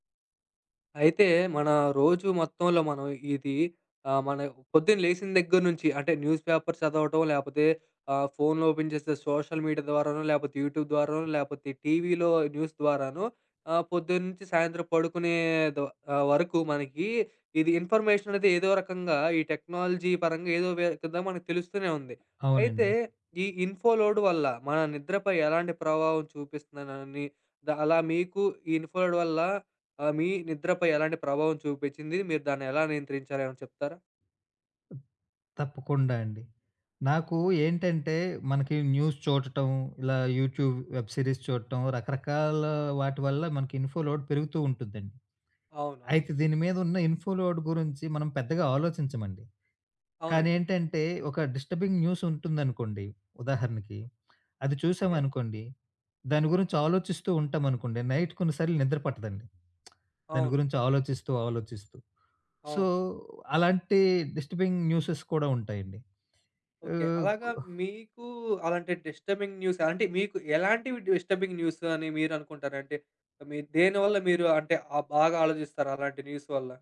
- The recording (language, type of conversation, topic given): Telugu, podcast, సమాచార భారం వల్ల నిద్ర దెబ్బతింటే మీరు దాన్ని ఎలా నియంత్రిస్తారు?
- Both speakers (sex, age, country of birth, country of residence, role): male, 25-29, India, India, host; male, 35-39, India, India, guest
- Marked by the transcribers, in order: in English: "న్యూస్ పేపర్"; in English: "ఓపెన్"; in English: "సోషల్ మీడియా"; in English: "యూట్యూబ్"; other background noise; in English: "న్యూస్"; in English: "టెక్నాలజీ"; in English: "ఇన్‌ఫో లోడ్"; in English: "ఇన్‌ఫో లోడ్"; in English: "న్యూస్"; in English: "యూట్యూబ్ వెబ్ సిరీస్"; in English: "ఇన్‌ఫో లోడ్"; in English: "ఇన్‌ఫో లోడ్"; in English: "డిస్టర్బింగ్"; in English: "నైట్"; lip smack; in English: "సో"; in English: "డిస్టర్బింగ్ న్యూసెస్"; in English: "డిస్టర్బింగ్ న్యూస్"; in English: "డిస్టర్బింగ్"; in English: "న్యూస్"